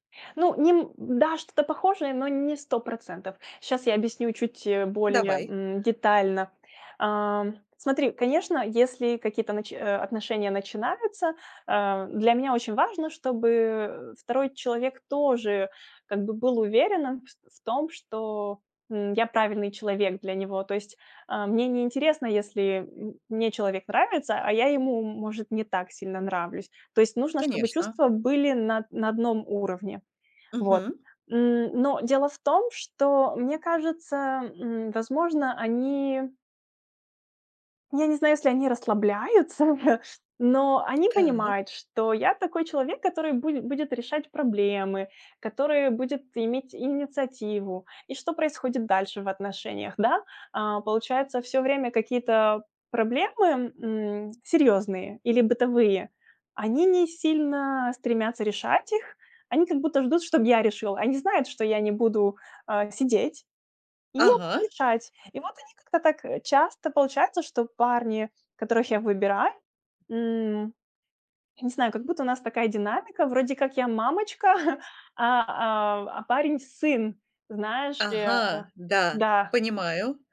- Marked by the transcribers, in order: other background noise; tapping; chuckle; chuckle
- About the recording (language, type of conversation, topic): Russian, advice, Как понять, совместимы ли мы с партнёром, если наши жизненные приоритеты не совпадают?